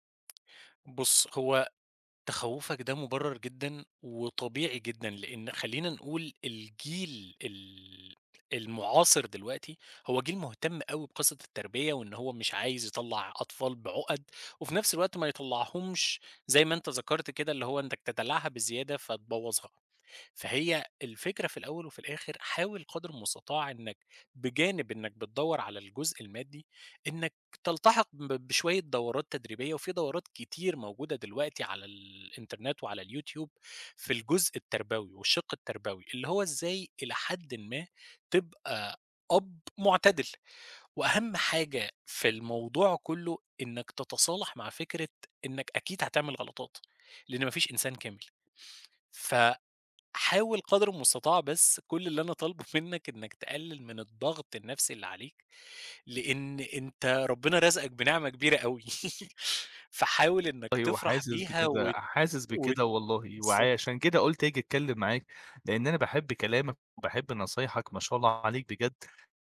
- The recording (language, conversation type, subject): Arabic, advice, إزاي كانت تجربتك أول مرة تبقى أب/أم؟
- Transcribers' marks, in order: laughing while speaking: "منّك"; laugh